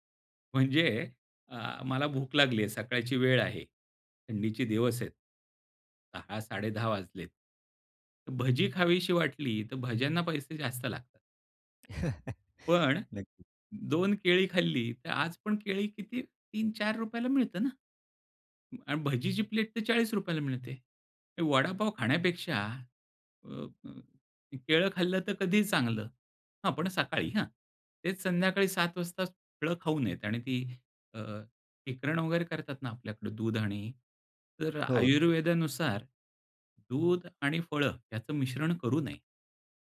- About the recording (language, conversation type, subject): Marathi, podcast, घरच्या जेवणात पौष्टिकता वाढवण्यासाठी तुम्ही कोणते सोपे बदल कराल?
- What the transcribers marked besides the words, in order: chuckle; other background noise; tapping